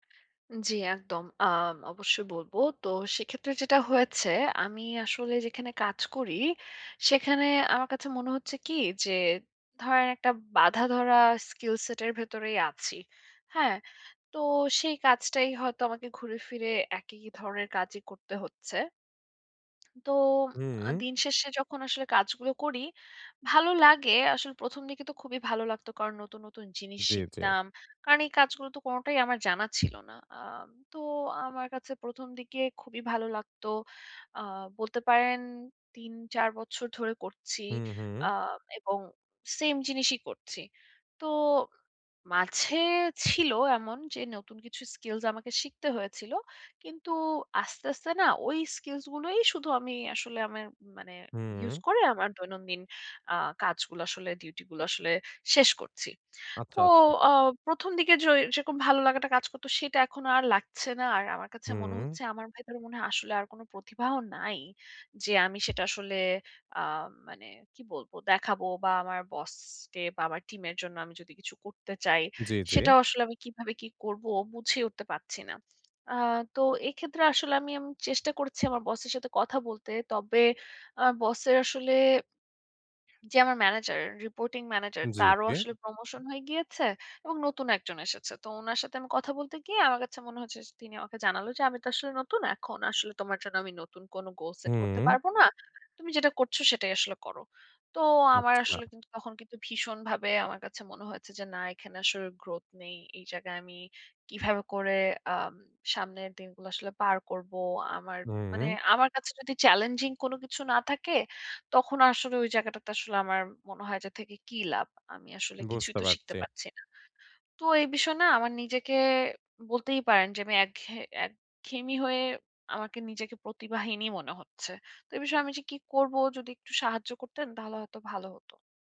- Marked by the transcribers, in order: lip smack; other background noise; tapping
- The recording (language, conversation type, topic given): Bengali, advice, আমি কেন নিজেকে প্রতিভাহীন মনে করি, আর আমি কী করতে পারি?